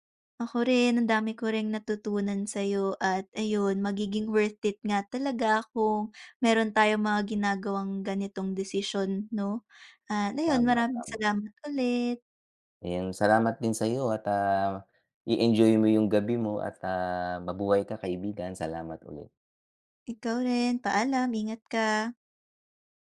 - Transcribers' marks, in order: tapping; other background noise
- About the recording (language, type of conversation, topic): Filipino, unstructured, Ano ang pinakamahirap na desisyong nagawa mo sa buhay mo?